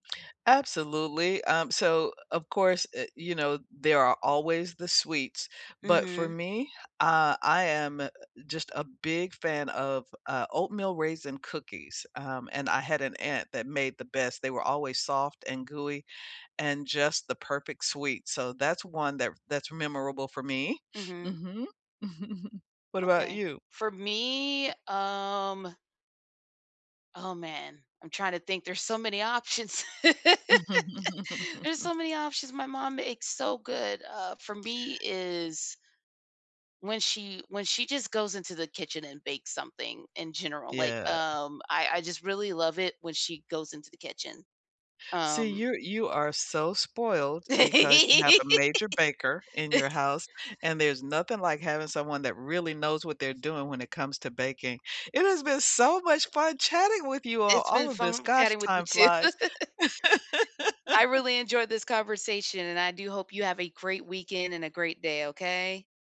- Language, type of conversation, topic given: English, unstructured, What is a memorable meal you’ve had, and what story made it meaningful to you?
- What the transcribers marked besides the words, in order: chuckle; drawn out: "me, um"; laugh; laugh; joyful: "it has been so much fun chatting with you"; laughing while speaking: "too"; laugh